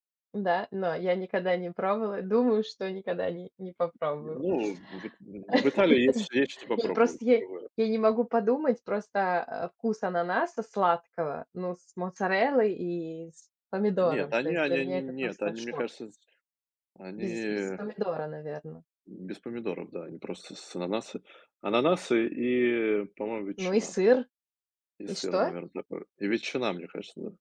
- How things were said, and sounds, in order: tapping; laugh
- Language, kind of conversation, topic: Russian, unstructured, Что вы обычно выбираете в кафе или ресторане?
- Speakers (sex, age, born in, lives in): female, 35-39, Latvia, Italy; male, 35-39, Russia, United States